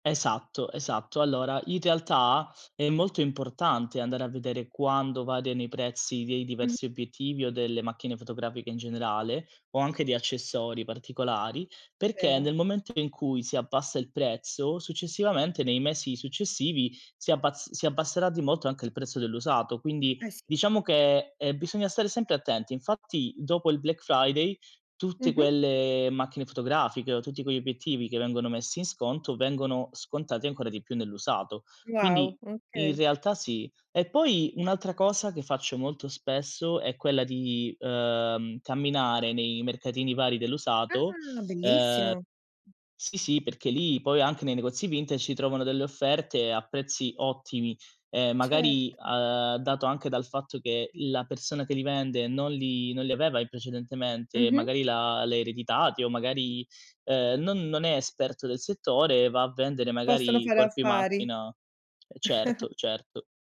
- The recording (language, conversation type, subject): Italian, podcast, Come scegliere l’attrezzatura giusta senza spendere troppo?
- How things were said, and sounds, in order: in English: "Black Friday"; other background noise; chuckle